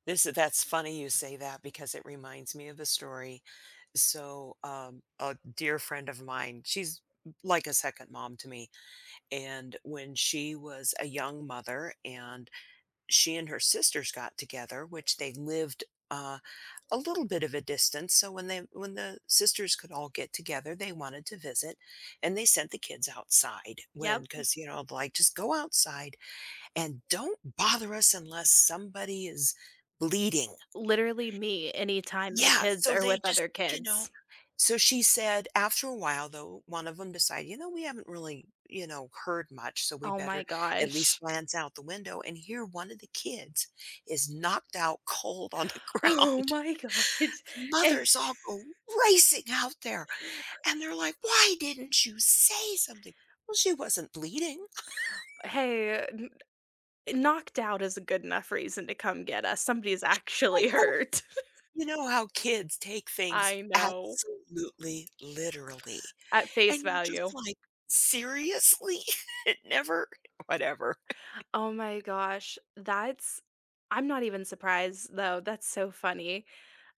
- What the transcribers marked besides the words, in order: other noise; tapping; stressed: "bother"; gasp; laughing while speaking: "Oh my god, a"; laughing while speaking: "the ground"; laugh; stressed: "racing"; laugh; chuckle; giggle; laughing while speaking: "It never"; chuckle
- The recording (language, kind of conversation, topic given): English, unstructured, What laughs carried you through hard times, and how do you lift others?